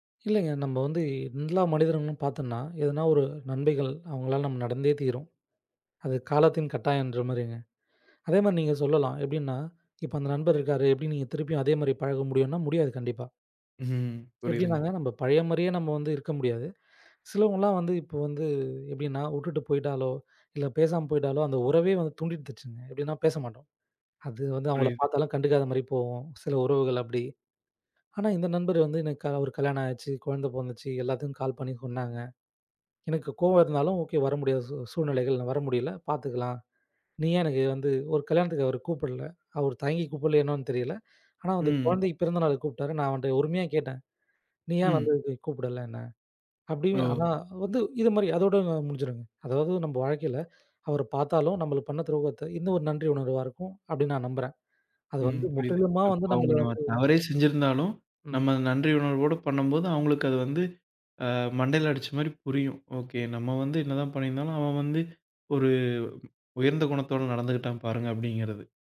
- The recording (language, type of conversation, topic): Tamil, podcast, நாள்தோறும் நன்றியுணர்வு பழக்கத்தை நீங்கள் எப்படி உருவாக்கினீர்கள்?
- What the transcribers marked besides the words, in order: "எல்லா" said as "என்லா"; "நண்மைகள்" said as "நன்பைகள்"; chuckle; in English: "கால்"; "உரிமையா" said as "ஒருமையா"